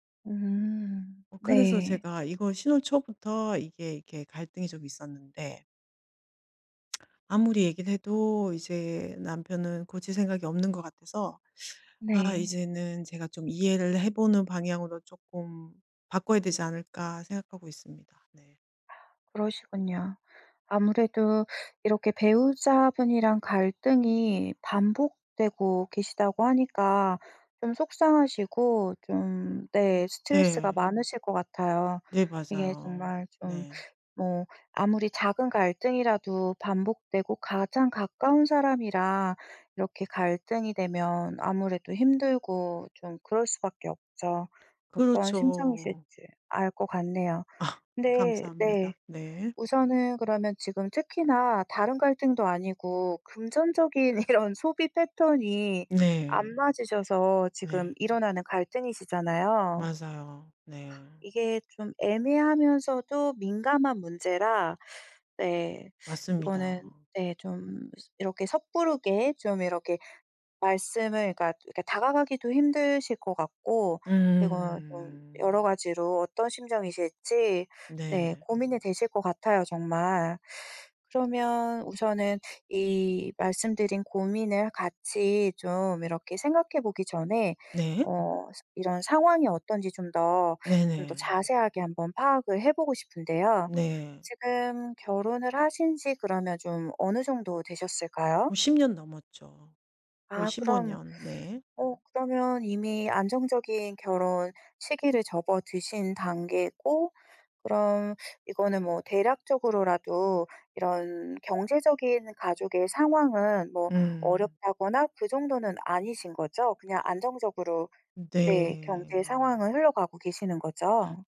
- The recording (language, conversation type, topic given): Korean, advice, 배우자 가족과의 갈등이 반복될 때 어떻게 대처하면 좋을까요?
- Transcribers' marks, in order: lip smack; other background noise; laugh; laughing while speaking: "이런"; drawn out: "맞습니다"; drawn out: "음"; drawn out: "네"